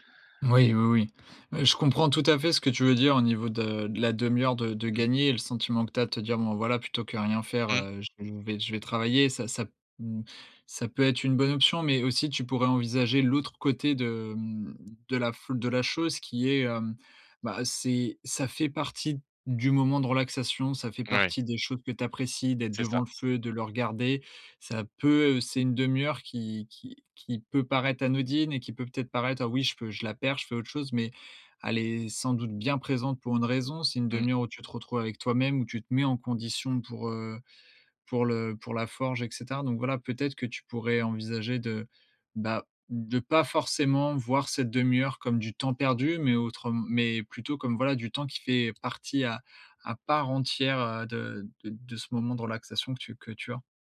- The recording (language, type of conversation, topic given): French, advice, Comment trouver du temps pour mes passions malgré un emploi du temps chargé ?
- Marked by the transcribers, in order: tapping